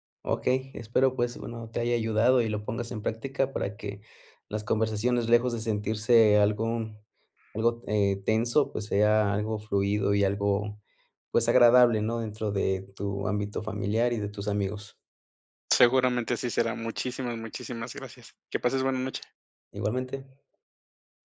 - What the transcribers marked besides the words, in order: other background noise; tapping
- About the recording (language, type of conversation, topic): Spanish, advice, ¿Cuándo ocultas tus opiniones para evitar conflictos con tu familia o con tus amigos?